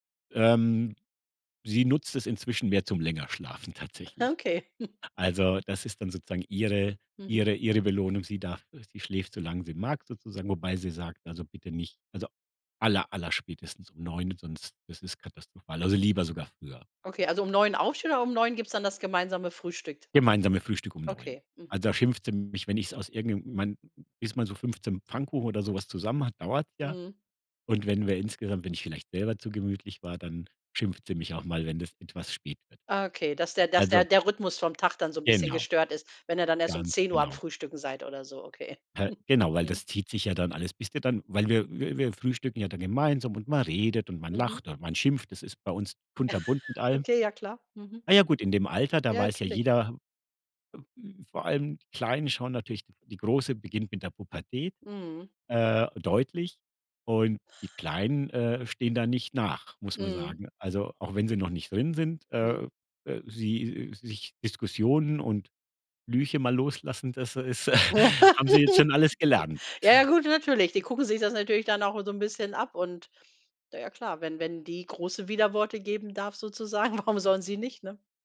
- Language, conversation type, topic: German, podcast, Wie beginnt bei euch typischerweise ein Sonntagmorgen?
- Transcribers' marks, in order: chuckle; chuckle; chuckle; chuckle; laughing while speaking: "warum"